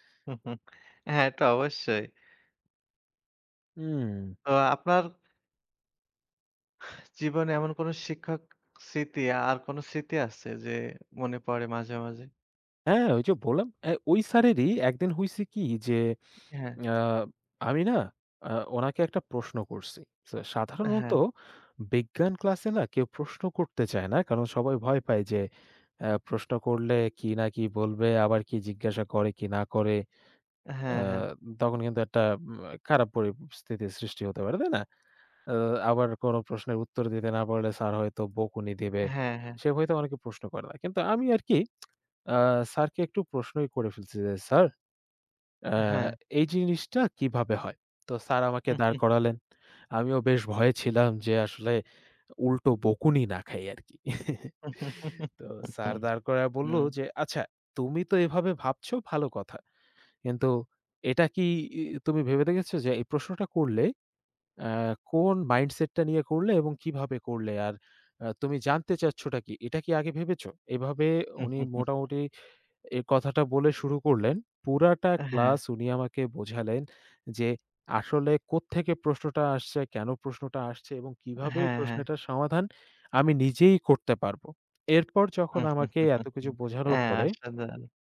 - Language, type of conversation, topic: Bengali, unstructured, তোমার প্রিয় শিক্ষক কে এবং কেন?
- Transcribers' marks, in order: exhale; "পরিস্থিতির" said as "পরিমস্থিতির"; lip smack; chuckle; laugh; chuckle; in English: "mindset"; chuckle; other background noise; chuckle